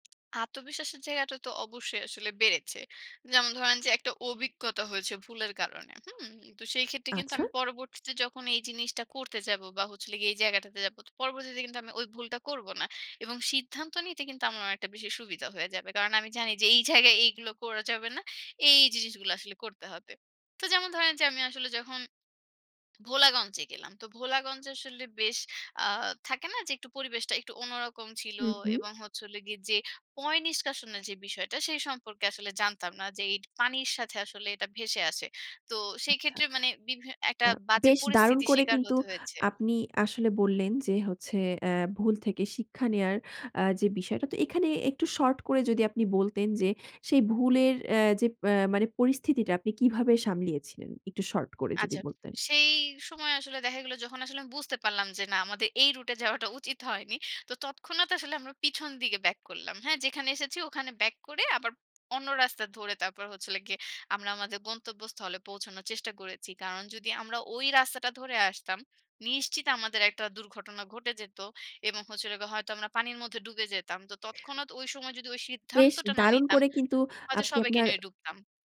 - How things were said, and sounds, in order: "হচ্ছিলগে" said as "হোলে"; laughing while speaking: "জায়গায় এইগুলো করা যাবে না"; swallow; lip smack; other background noise; laughing while speaking: "যাওয়াটা উচিত হয়নি"; "ব্যাক" said as "বাক"; "ব্যাক" said as "বাক"; "হচ্ছিলগে" said as "হচ্ছে গিয়ে"; "হচ্ছিলগে" said as "হচ্ছে"; sneeze; stressed: "সিদ্ধান্তটা"
- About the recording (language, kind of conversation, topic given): Bengali, podcast, ভ্রমণে করা কোনো ভুল থেকে কি আপনি বড় কোনো শিক্ষা পেয়েছেন?